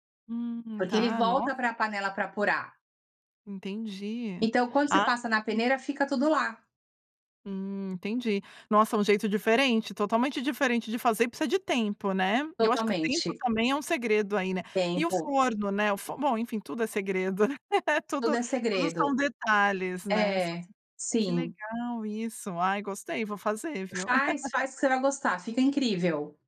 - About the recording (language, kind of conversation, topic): Portuguese, podcast, O que a comida da sua família revela sobre as suas raízes?
- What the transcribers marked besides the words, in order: unintelligible speech; laughing while speaking: "né"; laugh